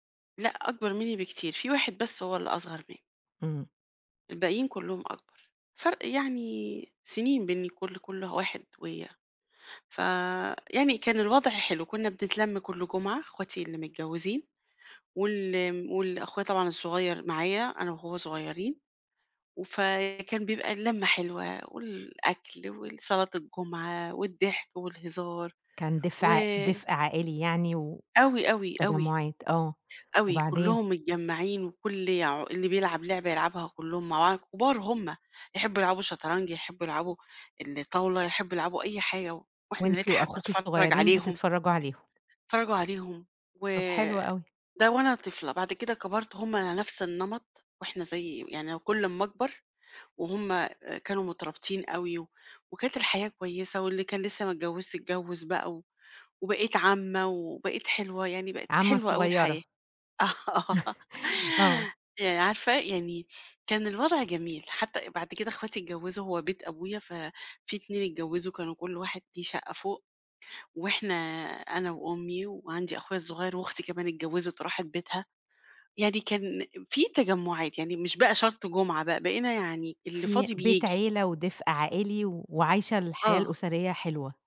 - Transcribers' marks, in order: "دفء" said as "دِف"; tapping; laughing while speaking: "آه"; chuckle
- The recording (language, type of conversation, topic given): Arabic, podcast, إزاي اتغيّرت علاقتك بأهلك مع مرور السنين؟